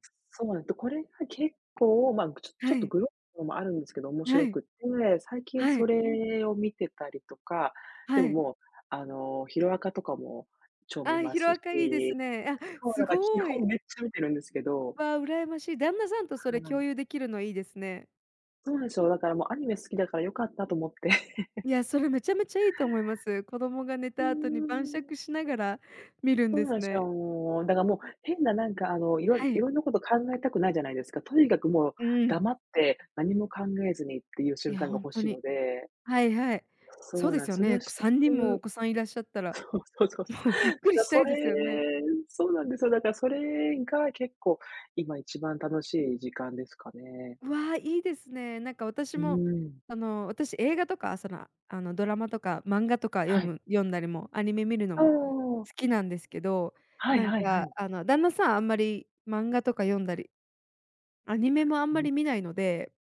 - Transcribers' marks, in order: laugh; tapping; laughing while speaking: "そう そう そう そう"; unintelligible speech
- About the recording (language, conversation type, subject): Japanese, unstructured, 趣味をしているとき、いちばん楽しい瞬間はいつですか？